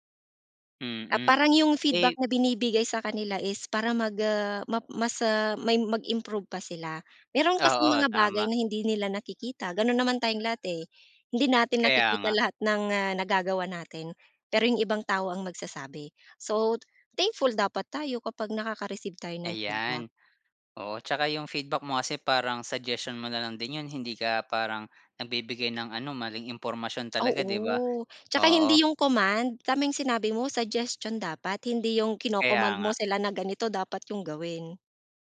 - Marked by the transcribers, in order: other background noise; tongue click; tapping
- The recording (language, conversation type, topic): Filipino, podcast, Paano ka nagbibigay ng puna nang hindi nasasaktan ang loob ng kausap?